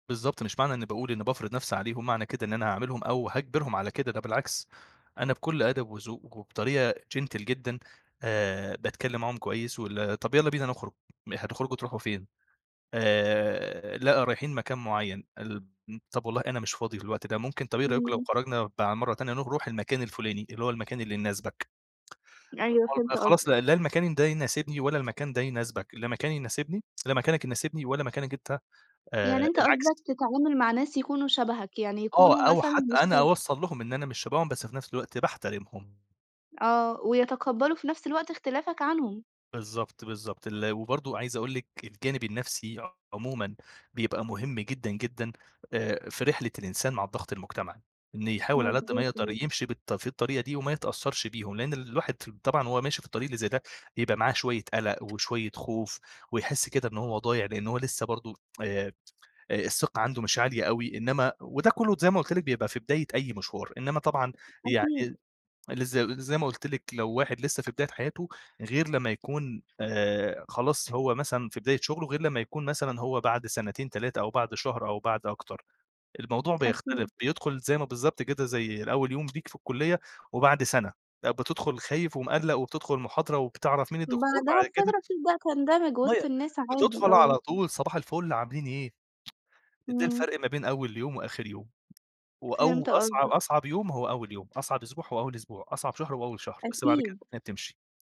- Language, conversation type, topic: Arabic, podcast, إزاي بتتعامل/بتتعاملي مع ضغط الناس إنك تِبان بشكل معيّن؟
- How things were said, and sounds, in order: in English: "gentle"; tsk; unintelligible speech; unintelligible speech; tapping; tsk; unintelligible speech